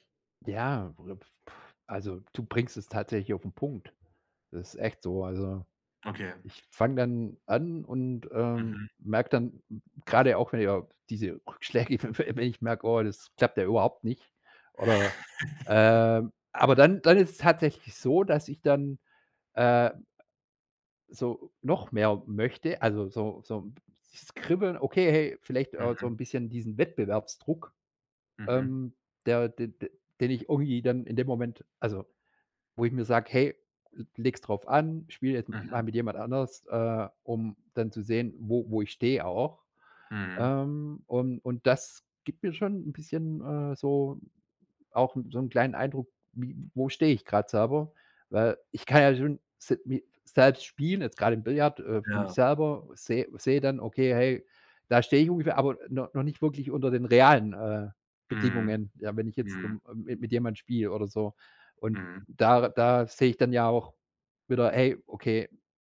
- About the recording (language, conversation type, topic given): German, podcast, Wie findest du Motivation für ein Hobby, das du vernachlässigt hast?
- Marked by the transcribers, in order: laughing while speaking: "Rückschläge"; laugh